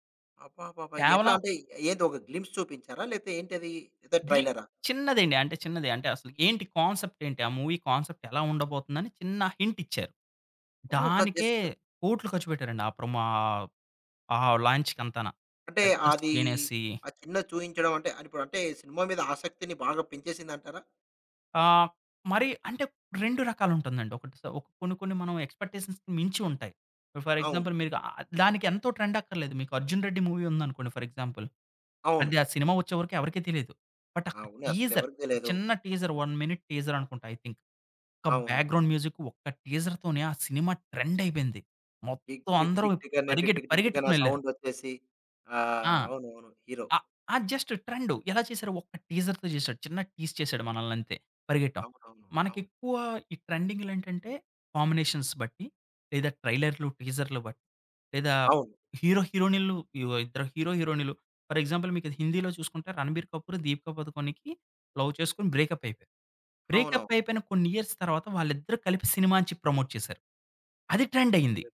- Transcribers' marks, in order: in English: "గ్లింప్స్"; in English: "ట్రైలరా?"; in English: "కాన్సెప్ట్"; in English: "మూవీ కాన్సెప్ట్"; in English: "జస్ట్"; in English: "హింట్"; in English: "సో"; in English: "ఎక్స్‌పెక్టేషన్స్"; in English: "ఫర్ ఎగ్జాంపుల్"; in English: "ట్రెండ్"; in English: "మూవీ"; in English: "ఫర్ ఎగ్జాంపుల్"; in English: "బట్"; in English: "టీజర్"; in English: "టీజర్ వన్ మినిట్ టీజర్"; in English: "ఐ థింక్"; in English: "బ్యాక్‌గ్రౌండ్ మ్యూజిక్"; in English: "టీజర్‌తోనే"; in English: "ట్రెండ్"; in English: "సౌండ్"; in English: "జస్ట్ ట్రెండ్"; in English: "హీరో"; in English: "టీజర్‌తో"; in English: "టీజ్"; in English: "కాంబినేషన్స్"; in English: "ఫర్ ఎగ్జాంపుల్"; in English: "లవ్"; in English: "బ్రేకప్"; in English: "బ్రేకప్"; in English: "ఇయర్స్"; in English: "ప్రమోట్"; in English: "ట్రెండ్"
- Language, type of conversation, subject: Telugu, podcast, సోషల్ మీడియా ట్రెండ్‌లు మీ సినిమా ఎంపికల్ని ఎలా ప్రభావితం చేస్తాయి?
- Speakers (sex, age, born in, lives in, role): male, 30-34, India, India, guest; male, 35-39, India, India, host